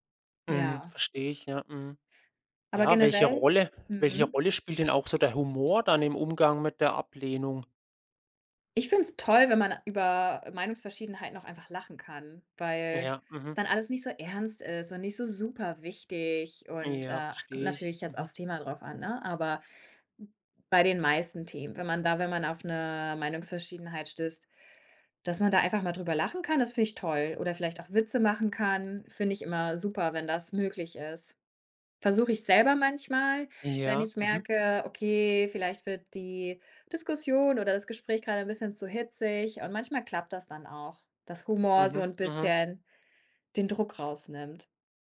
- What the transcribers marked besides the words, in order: other background noise; tapping
- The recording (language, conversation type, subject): German, podcast, Wie reagierst du, wenn andere deine Wahrheit nicht akzeptieren?